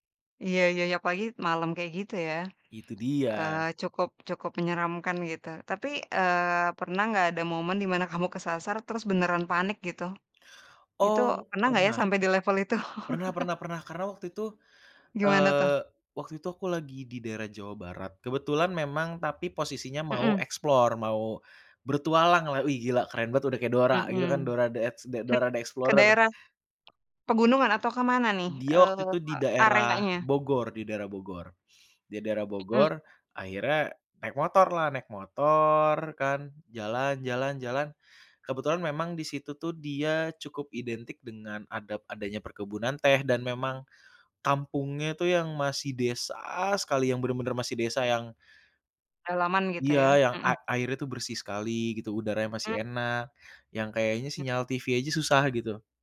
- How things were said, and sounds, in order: tapping; laughing while speaking: "itu?"; in English: "explore"
- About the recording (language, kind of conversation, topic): Indonesian, podcast, Pernahkah kamu tersesat saat jalan-jalan, dan bagaimana ceritanya?